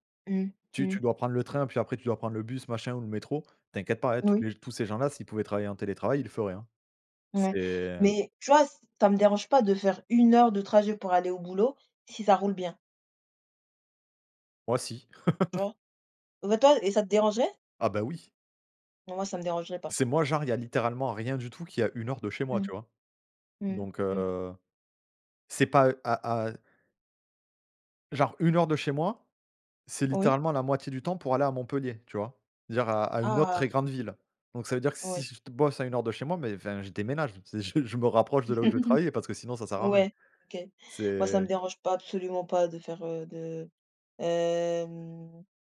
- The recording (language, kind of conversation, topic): French, unstructured, Qu’est-ce qui vous met en colère dans les embouteillages du matin ?
- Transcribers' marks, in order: laugh; chuckle; drawn out: "hem"